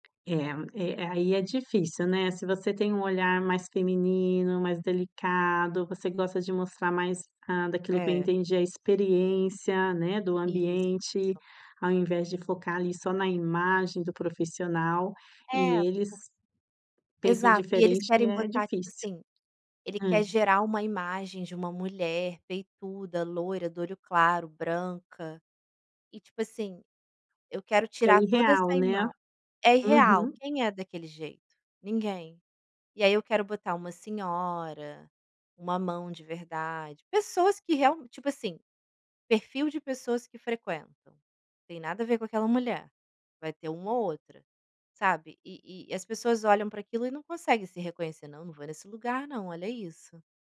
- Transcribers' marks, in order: tapping
- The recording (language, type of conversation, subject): Portuguese, advice, Como posso defender a minha ideia numa reunião sem ser ignorado?